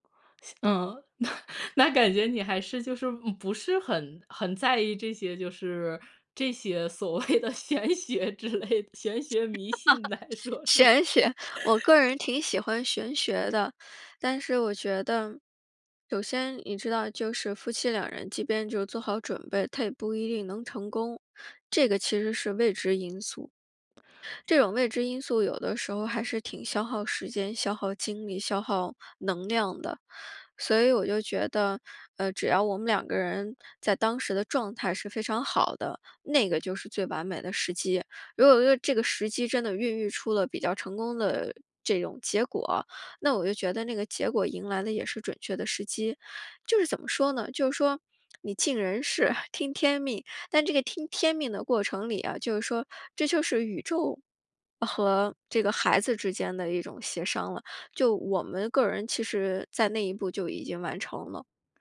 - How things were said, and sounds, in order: other background noise; laughing while speaking: "那 那感觉"; laughing while speaking: "谓的玄学之类， 玄学迷信来说是吗？"; laugh; tapping; laugh; other noise
- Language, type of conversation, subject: Chinese, podcast, 你通常会用哪些步骤来实施生活中的改变？